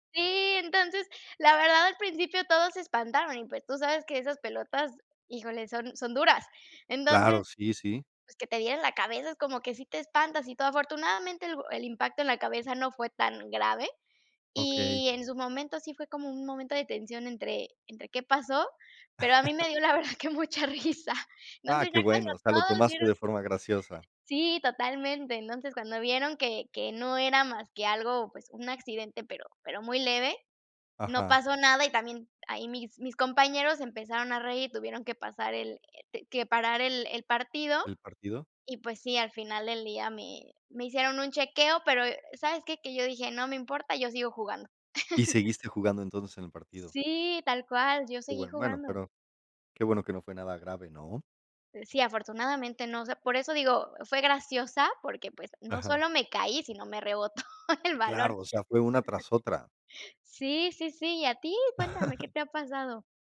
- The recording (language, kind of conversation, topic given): Spanish, unstructured, ¿Puedes contar alguna anécdota graciosa relacionada con el deporte?
- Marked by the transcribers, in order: tapping; laugh; laughing while speaking: "la verdad, que mucha risa"; laugh; other background noise; laughing while speaking: "rebotó el balón"; laugh